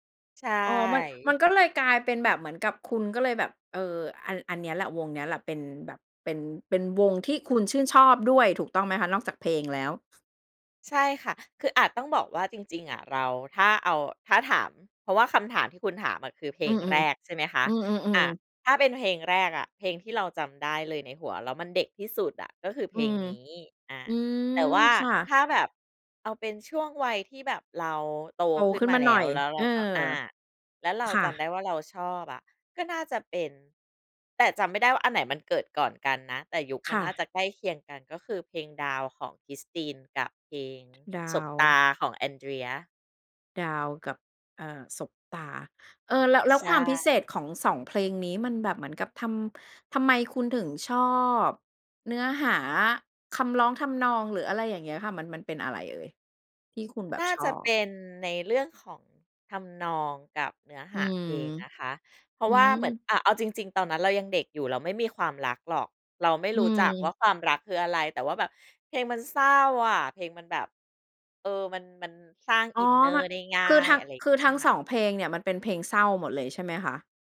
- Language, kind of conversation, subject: Thai, podcast, คุณยังจำเพลงแรกที่คุณชอบได้ไหม?
- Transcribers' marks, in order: other background noise